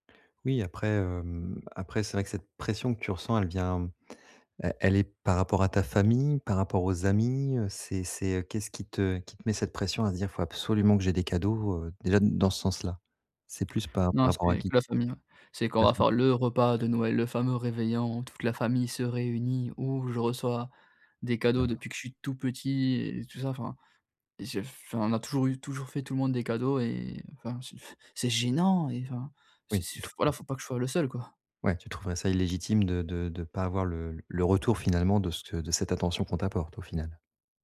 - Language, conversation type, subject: French, advice, Comment gérer la pression financière pendant les fêtes ?
- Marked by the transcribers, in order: stressed: "gênant"; other background noise